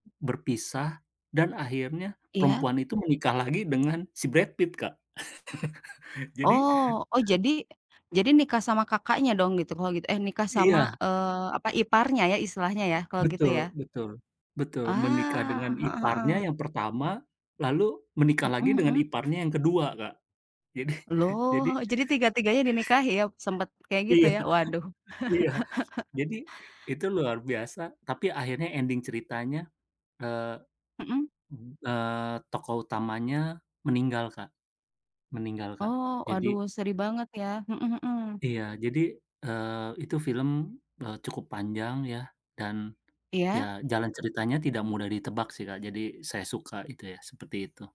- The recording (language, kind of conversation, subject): Indonesian, unstructured, Pernahkah kamu terkejut dengan akhir cerita dalam film atau buku?
- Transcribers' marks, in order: other background noise; chuckle; tapping; laughing while speaking: "jadi"; chuckle; laughing while speaking: "Iya"; chuckle; in English: "ending"